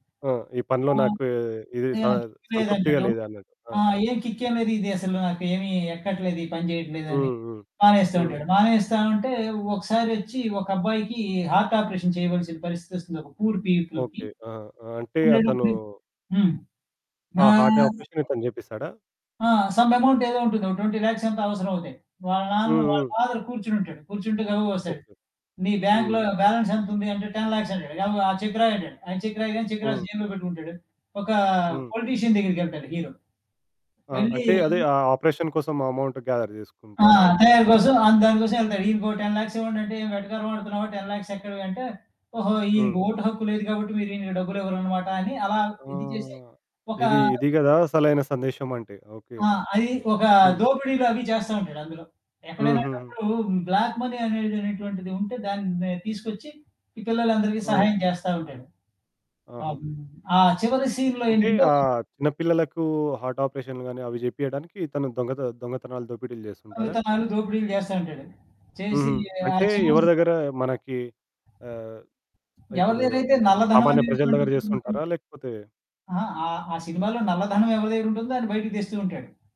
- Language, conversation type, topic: Telugu, podcast, వినోదం, సందేశం మధ్య సమతుల్యాన్ని మీరు ఎలా నిలుపుకుంటారు?
- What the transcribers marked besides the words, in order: static; in English: "కిక్"; in English: "హార్ట్ ఆపరేషన్"; in English: "పూర్ పీపుల్‌కి"; in English: "హార్ట్ ఆపరేషన్"; in English: "సమ్ ఎమౌంట్"; in English: "ఫాదర్"; in English: "బ్యాంక్‌లో బ్యాలన్స్"; in English: "టెన్ ల్యాక్స్"; in English: "చెక్"; in English: "చెక్"; in English: "చెక్"; in English: "పొలిటీషియన్"; in English: "హీరో"; in English: "ఆపరేషన్"; in English: "అమౌంట్ గేథర్"; in English: "టెన్ ల్యాక్స్"; in English: "టెన్ ల్యాక్స్"; in English: "బ్లాక్ మనీ"; in English: "సీన్‌లో"; in English: "హార్ట్"; in English: "ఛాన్స్"